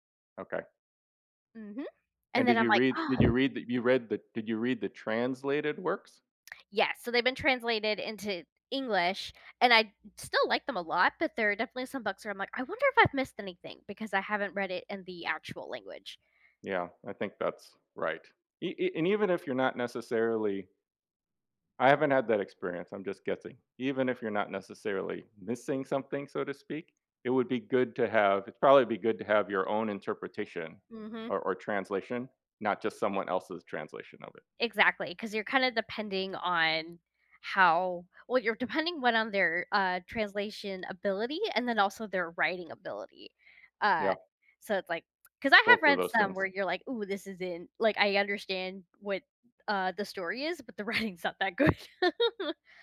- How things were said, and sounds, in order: background speech; laughing while speaking: "writing's not that good"; chuckle
- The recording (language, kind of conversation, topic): English, unstructured, What would you do if you could speak every language fluently?
- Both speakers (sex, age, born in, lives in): female, 35-39, United States, United States; male, 55-59, United States, United States